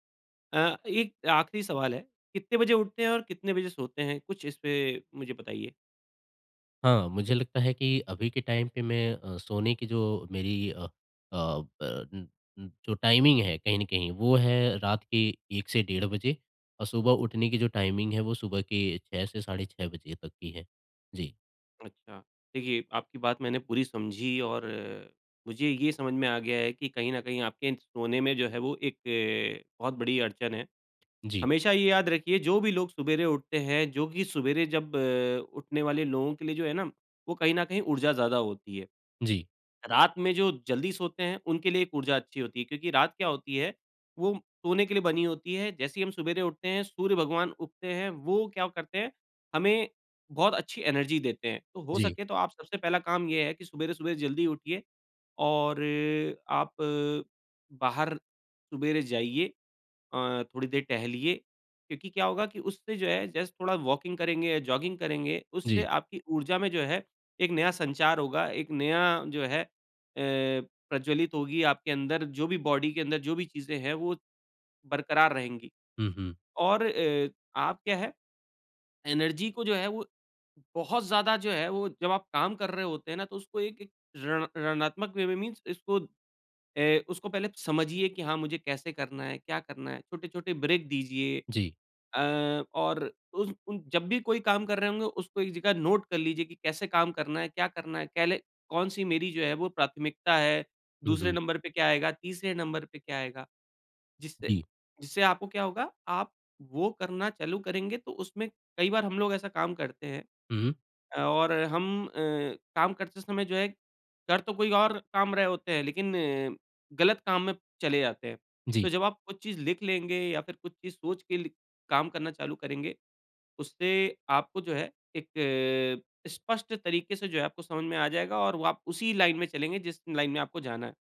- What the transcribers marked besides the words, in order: in English: "टाइम"; in English: "टाइमिंग"; in English: "टाइमिंग"; "सवेरे" said as "सुबेरे"; "सवेरे" said as "सुबेरे"; "सवेरे" said as "सुबेरे"; in English: "एनर्जी"; "सवेरे-सवेरे" said as "सुबेरे-सुबेरे"; "सवेरे" said as "सुबेरे"; in English: "जस्ट"; in English: "वॉकिंग"; in English: "जॉगिंग"; in English: "बॉडी"; in English: "एनर्जी"; in English: "वे"; in English: "मीन्स"; in English: "ब्रेक"; in English: "नोट"; in English: "नंबर"; in English: "नंबर"; in English: "लाइन"; in English: "लाइन"
- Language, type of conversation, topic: Hindi, advice, ऊर्जा प्रबंधन और सीमाएँ स्थापित करना